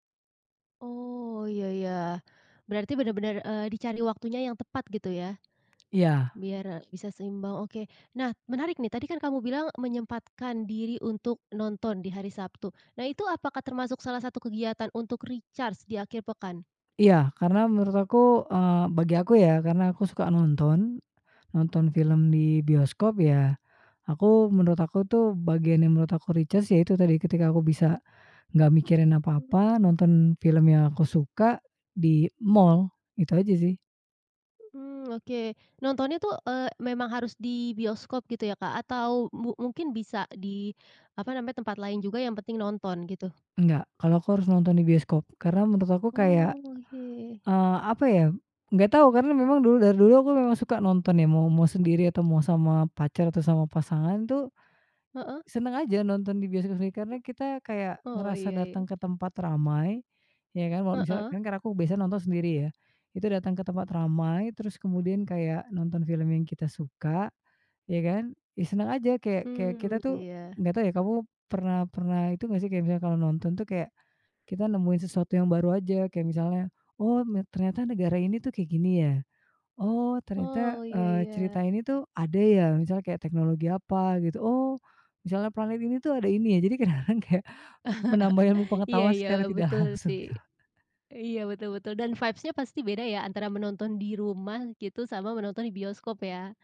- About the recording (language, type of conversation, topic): Indonesian, podcast, Bagaimana kamu memanfaatkan akhir pekan untuk memulihkan energi?
- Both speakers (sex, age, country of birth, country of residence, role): female, 25-29, Indonesia, Indonesia, host; female, 35-39, Indonesia, Indonesia, guest
- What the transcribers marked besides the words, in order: in English: "recharge"; in English: "recharge"; alarm; laughing while speaking: "kadang-kadang kayak"; laugh; laughing while speaking: "tidak langsung ya"; in English: "vibes-nya"